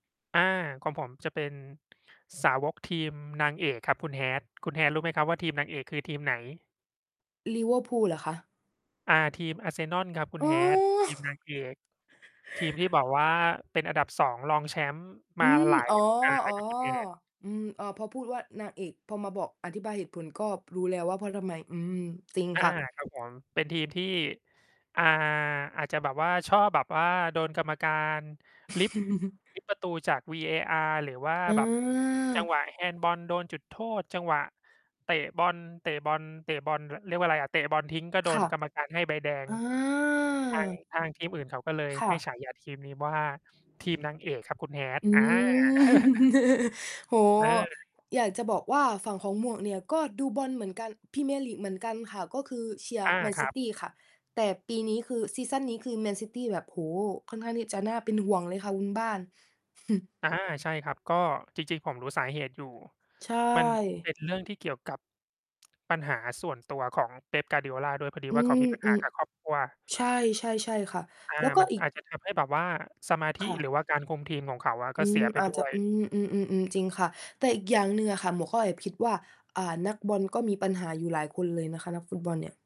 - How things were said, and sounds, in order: static; chuckle; distorted speech; mechanical hum; chuckle; chuckle; chuckle
- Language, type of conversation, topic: Thai, unstructured, คุณชอบทำกิจกรรมอะไรในเวลาว่างมากที่สุด?